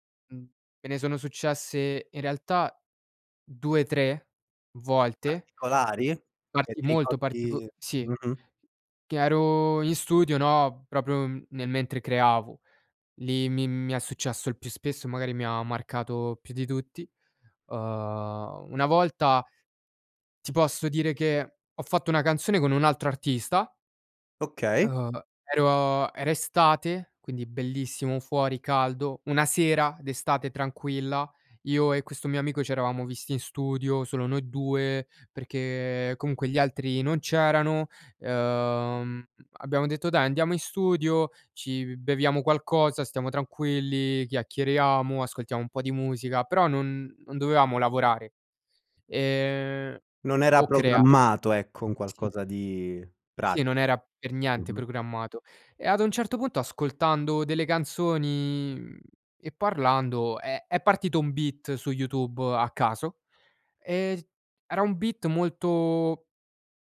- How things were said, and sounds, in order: in English: "beat"; in English: "flow"
- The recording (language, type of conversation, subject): Italian, podcast, Cosa fai per entrare in uno stato di flow?